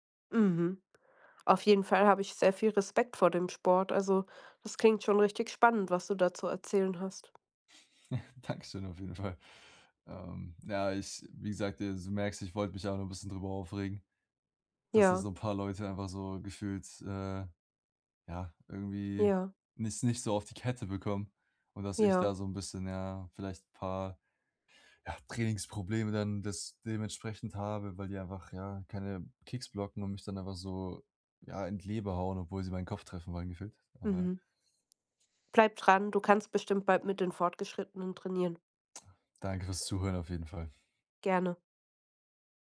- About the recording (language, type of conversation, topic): German, advice, Wie gehst du mit einem Konflikt mit deinem Trainingspartner über Trainingsintensität oder Ziele um?
- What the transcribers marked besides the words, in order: giggle; laughing while speaking: "Fall"